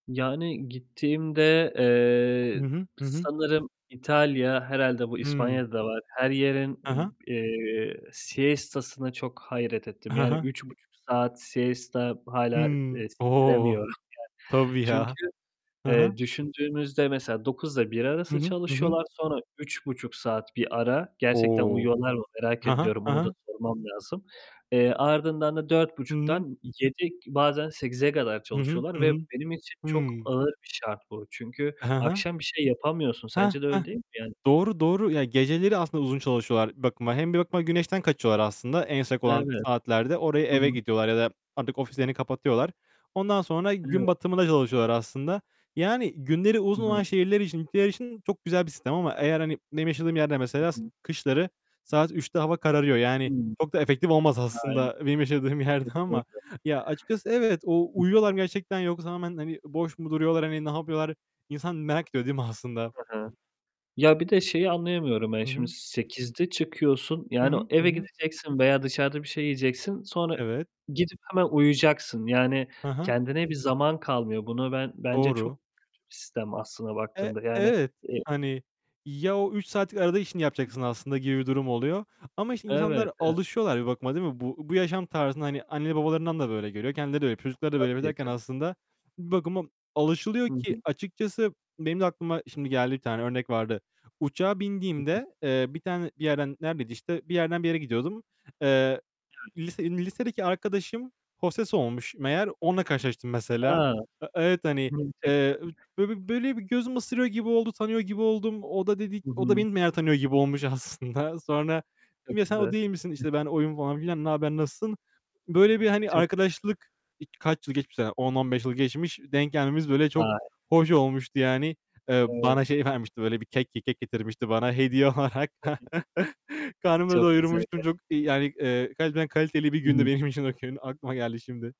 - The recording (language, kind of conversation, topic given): Turkish, unstructured, Yolculuklarda sizi en çok ne şaşırtır?
- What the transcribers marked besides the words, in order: tapping; distorted speech; static; laughing while speaking: "benim yaşadığım yerde ama"; other background noise; unintelligible speech; laughing while speaking: "olmuş aslında"; laughing while speaking: "hediye olarak"; unintelligible speech; chuckle